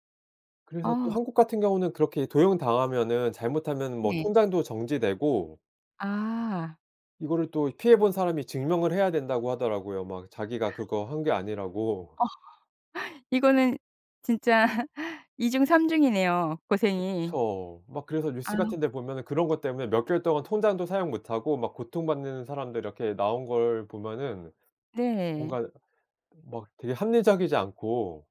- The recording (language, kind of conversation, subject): Korean, podcast, 실생활에서 개인정보를 어떻게 안전하게 지킬 수 있을까요?
- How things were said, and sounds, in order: laughing while speaking: "진짜"; other background noise